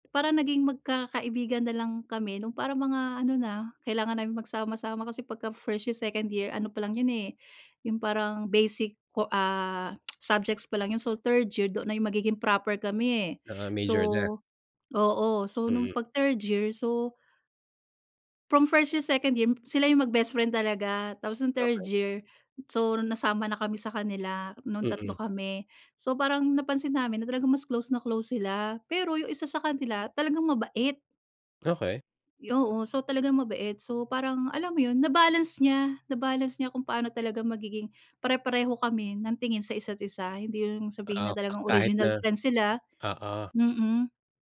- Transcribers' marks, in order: tongue click
- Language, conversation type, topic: Filipino, podcast, Paano ka nakakahanap ng tunay na mga kaibigan?